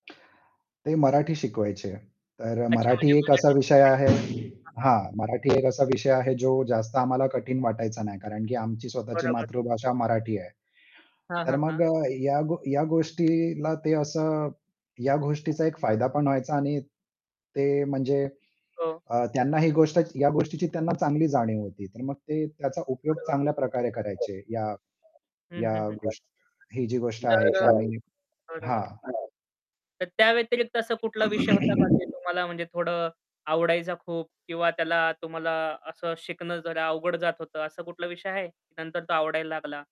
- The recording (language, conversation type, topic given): Marathi, podcast, एखाद्या शिक्षकाने तुमच्यावर कसा प्रभाव टाकला?
- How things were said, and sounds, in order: static; distorted speech; other background noise; mechanical hum; unintelligible speech; unintelligible speech; other noise; throat clearing; tapping